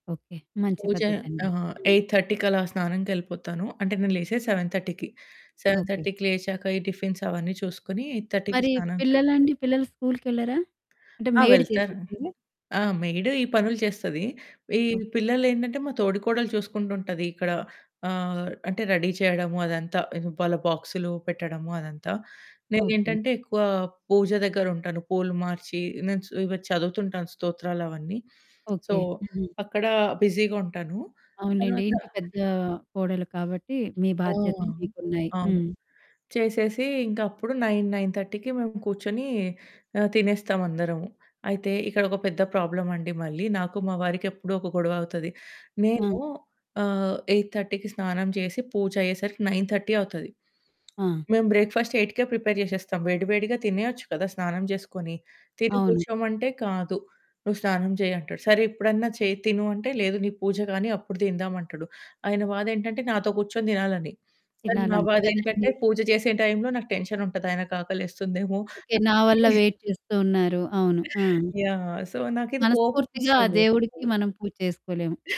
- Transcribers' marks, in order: in English: "ఎయిట్ థర్టీకి"; in English: "సెవెన్ థర్టీకి. సెవెన్ థర్టీకి"; in English: "టిఫిన్స్"; in English: "ఎయిట్ థర్టీకి"; in English: "మెయిడ్"; in English: "మెయిడ్"; static; in English: "రెడీ"; in English: "సో"; in English: "బిజీగా"; distorted speech; other background noise; in English: "నైన్ నైన్ థర్టీకి"; in English: "ఎయిట్ థర్టీకి"; in English: "నైన్ థర్టీ"; lip smack; in English: "బ్రేక్‌ఫాస్ట్ ఎయిట్‌కే ప్రిపేర్"; in English: "వెయిట్"; in English: "సో"
- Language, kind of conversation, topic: Telugu, podcast, నీ ఉదయపు దినచర్య ఎలా ఉంటుంది?